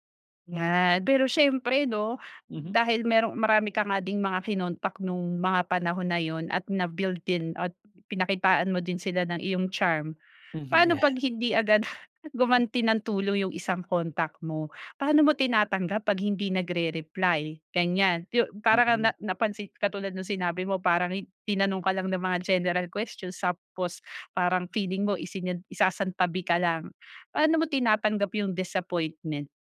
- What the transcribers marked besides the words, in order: chuckle
- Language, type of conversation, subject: Filipino, podcast, Gaano kahalaga ang pagbuo ng mga koneksyon sa paglipat mo?